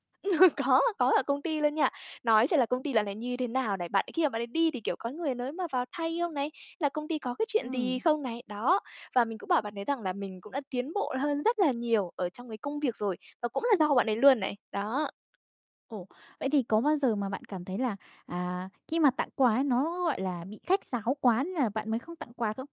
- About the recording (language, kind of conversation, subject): Vietnamese, podcast, Bạn có thể kể về cách bạn quen người bạn thân mới của mình không?
- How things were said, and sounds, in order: laugh; laughing while speaking: "Có"; tapping; other background noise